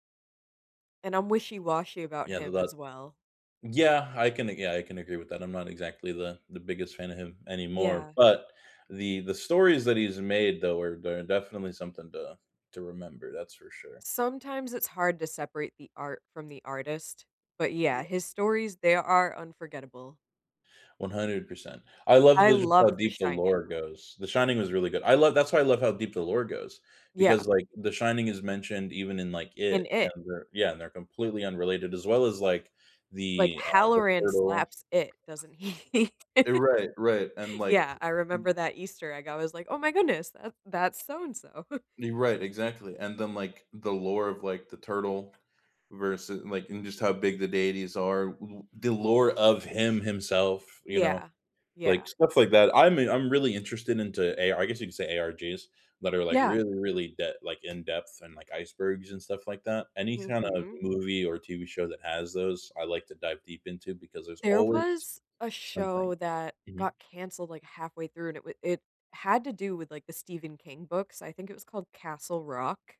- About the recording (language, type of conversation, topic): English, unstructured, What’s a movie that really surprised you, and why?
- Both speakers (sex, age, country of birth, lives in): female, 35-39, United States, United States; male, 20-24, United States, United States
- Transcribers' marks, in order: laughing while speaking: "he?"; chuckle; other background noise; chuckle; tapping